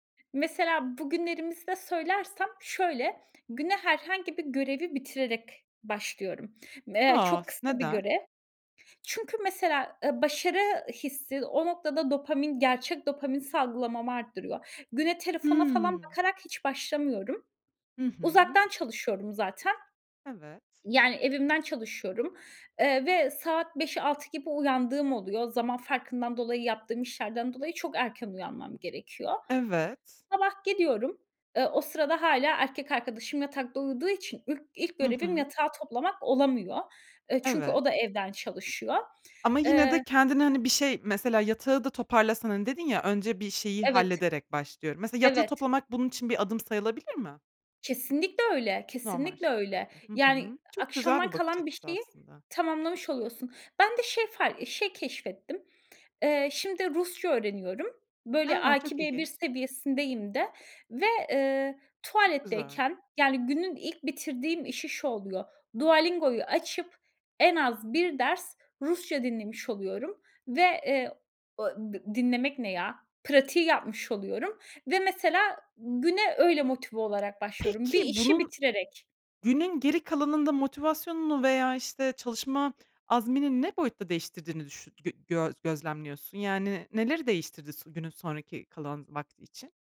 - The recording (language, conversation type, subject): Turkish, podcast, Güne enerjik başlamak için neler yapıyorsun?
- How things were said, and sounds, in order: other background noise